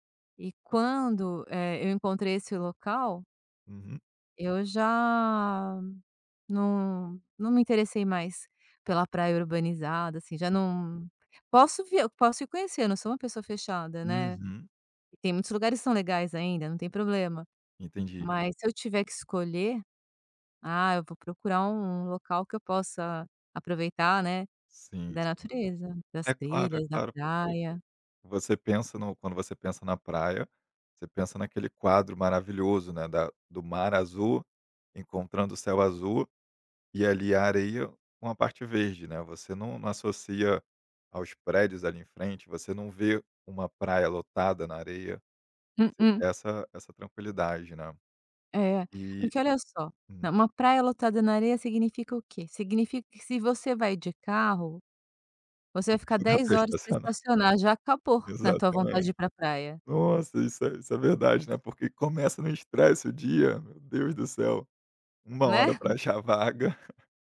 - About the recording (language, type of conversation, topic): Portuguese, podcast, Me conta uma experiência na natureza que mudou sua visão do mundo?
- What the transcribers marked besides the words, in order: drawn out: "já"; tapping; other background noise; laughing while speaking: "Só que não dá pra estacionar"; laughing while speaking: "Exatamente"; chuckle; laughing while speaking: "pra achar vaga"; chuckle